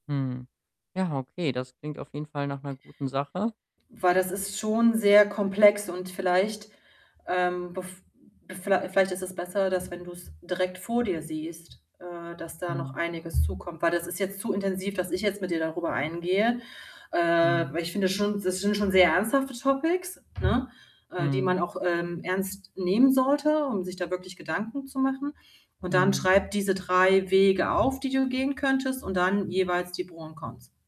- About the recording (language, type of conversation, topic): German, advice, Wie kann ich Entscheidungen treffen, ohne mich schuldig zu fühlen, wenn meine Familie dadurch enttäuscht sein könnte?
- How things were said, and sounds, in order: static; mechanical hum; other background noise; tapping